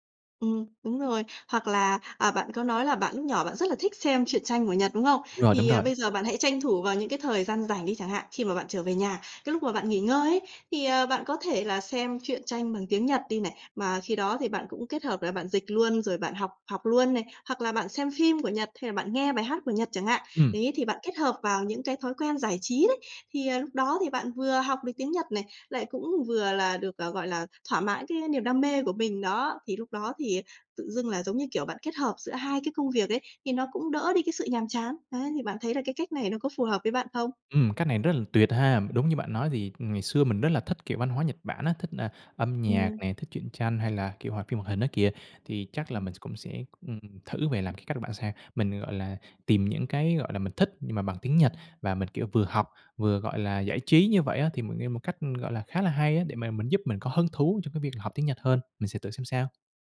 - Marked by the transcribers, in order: tapping
- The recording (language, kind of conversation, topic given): Vietnamese, advice, Làm sao để bắt đầu theo đuổi mục tiêu cá nhân khi tôi thường xuyên trì hoãn?